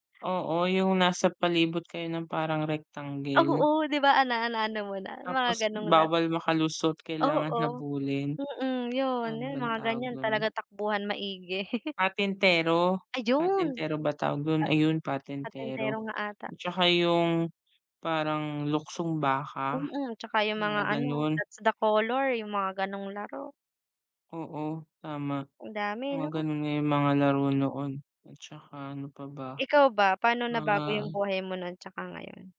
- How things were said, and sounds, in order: tapping; chuckle
- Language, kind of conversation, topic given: Filipino, unstructured, Ano ang pinakaunang alaala mo noong bata ka pa?